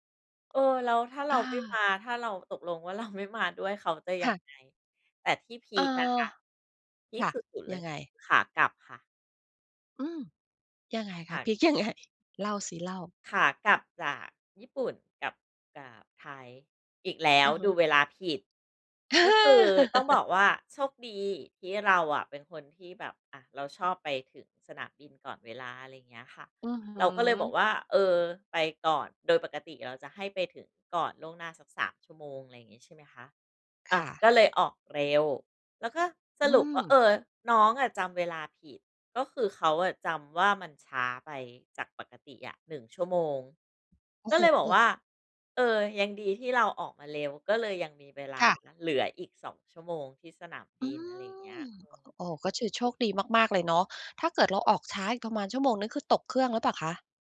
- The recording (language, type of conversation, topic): Thai, podcast, เวลาเจอปัญหาระหว่างเดินทาง คุณรับมือยังไง?
- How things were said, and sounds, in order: tapping; laughing while speaking: "ไง ?"; laugh; "คือ" said as "ชือ"